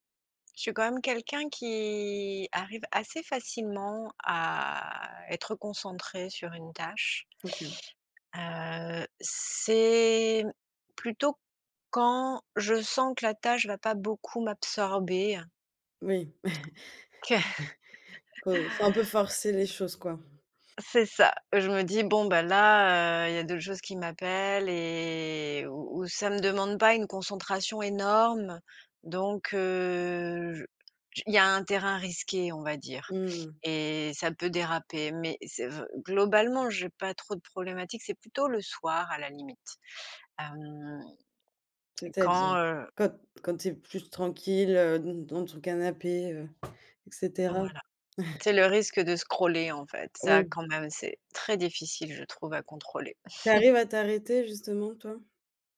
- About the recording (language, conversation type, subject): French, podcast, Quelles habitudes numériques t’aident à déconnecter ?
- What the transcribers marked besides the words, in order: drawn out: "qui"; drawn out: "à"; tapping; chuckle; other background noise; laughing while speaking: "que"; drawn out: "et"; stressed: "énorme"; chuckle; stressed: "très"; chuckle